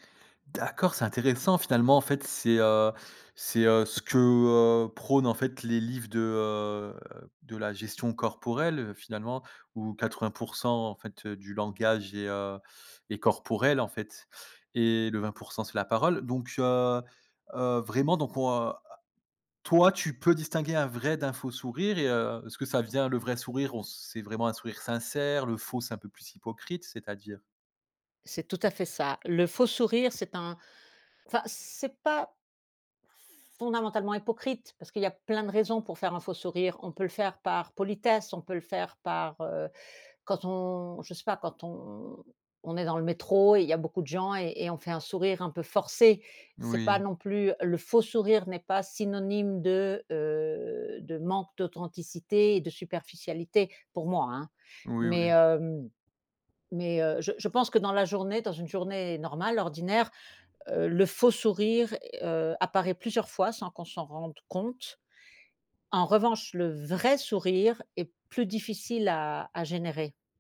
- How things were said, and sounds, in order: drawn out: "heu"; drawn out: "on"; drawn out: "on"; stressed: "vrai"
- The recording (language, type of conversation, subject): French, podcast, Comment distinguer un vrai sourire d’un sourire forcé ?